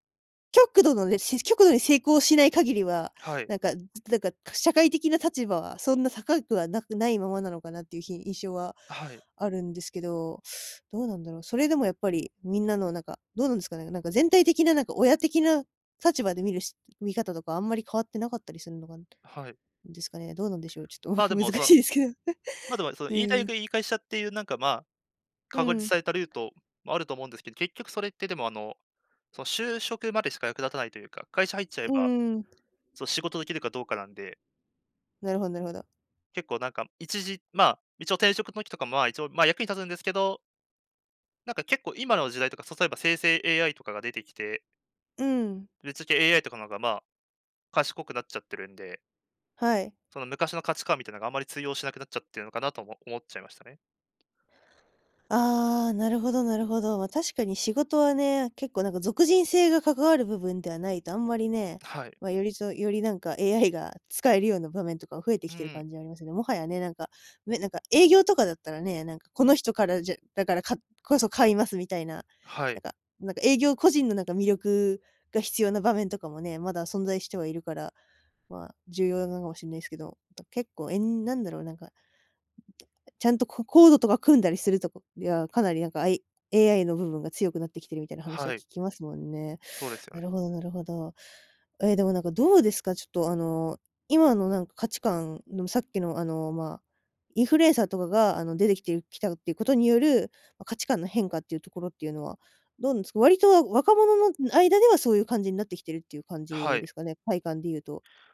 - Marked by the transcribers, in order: tapping; laughing while speaking: "難しいですけど"; other noise
- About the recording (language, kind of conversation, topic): Japanese, podcast, ぶっちゃけ、収入だけで成功は測れますか？